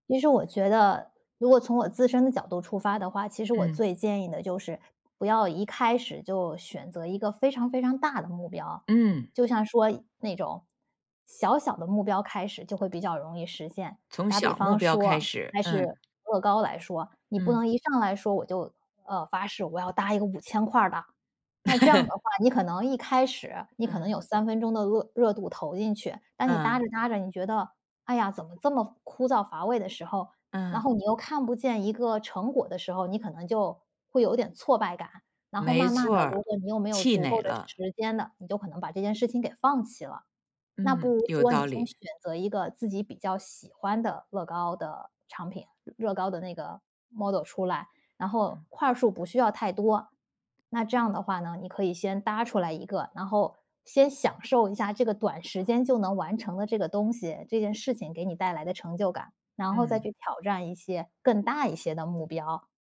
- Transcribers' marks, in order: other background noise; chuckle; "足够" said as "竹够"; "产品" said as "长品"; in English: "model"
- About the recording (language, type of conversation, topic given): Chinese, podcast, 有什么活动能让你既放松又有成就感？